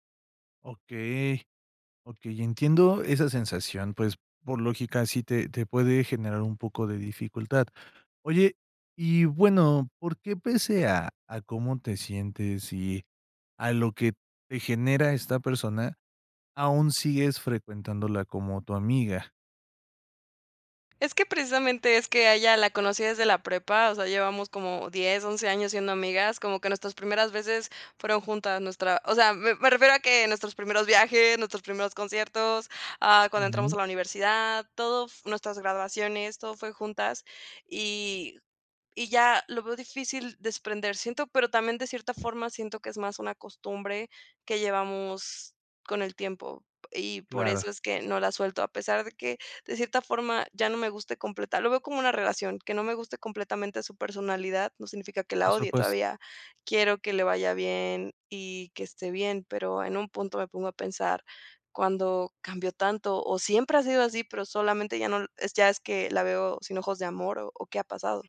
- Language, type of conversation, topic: Spanish, advice, ¿De qué manera el miedo a que te juzguen te impide compartir tu trabajo y seguir creando?
- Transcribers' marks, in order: tapping; other background noise